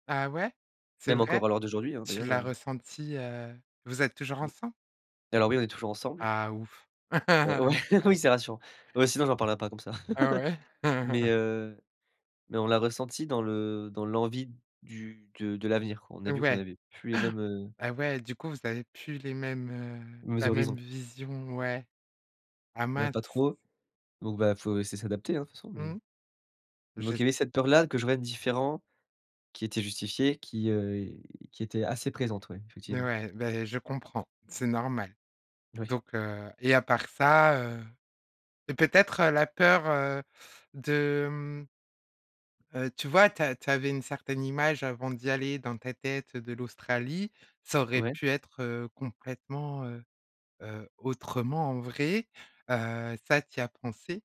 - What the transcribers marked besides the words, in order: laughing while speaking: "ouais, oui"; laugh; laugh; gasp
- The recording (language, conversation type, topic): French, podcast, Quelle peur as-tu surmontée en voyage ?